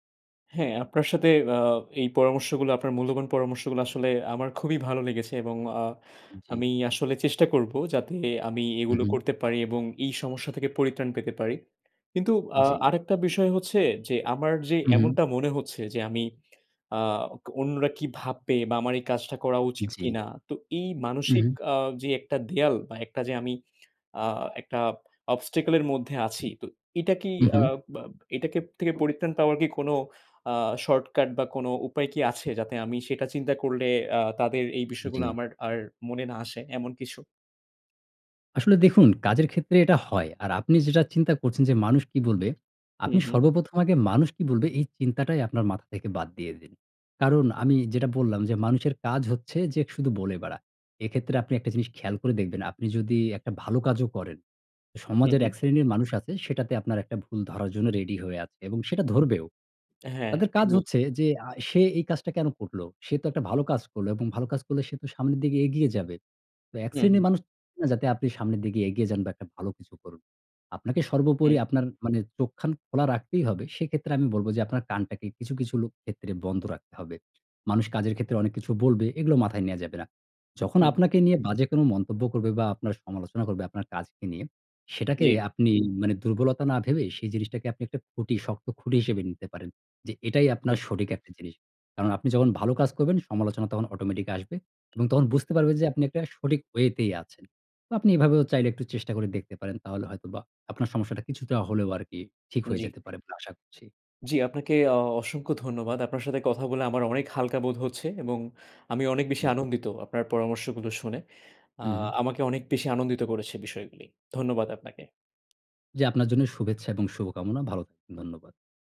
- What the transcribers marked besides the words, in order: other background noise; tapping; horn; in English: "obstacle"; unintelligible speech
- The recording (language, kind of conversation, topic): Bengali, advice, অনিশ্চয়তা হলে কাজে হাত কাঁপে, শুরু করতে পারি না—আমি কী করব?